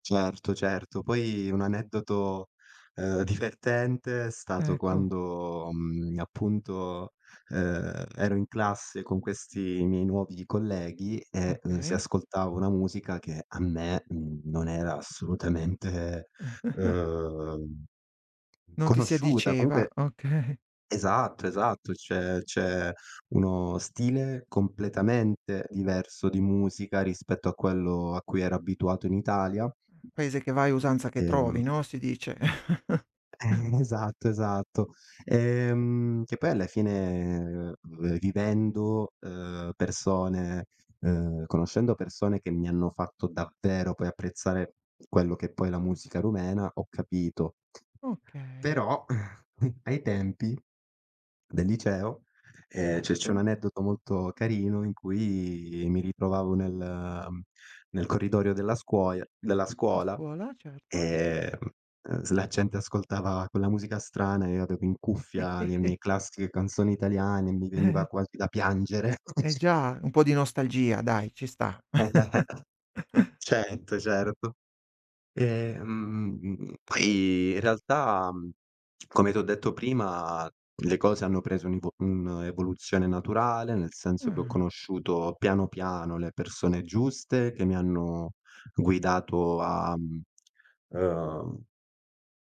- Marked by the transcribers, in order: chuckle; tapping; laughing while speaking: "okay"; other background noise; chuckle; chuckle; chuckle; chuckle; unintelligible speech; unintelligible speech; chuckle; other noise
- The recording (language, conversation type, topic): Italian, podcast, Cosa ti aiuta a superare la paura del cambiamento?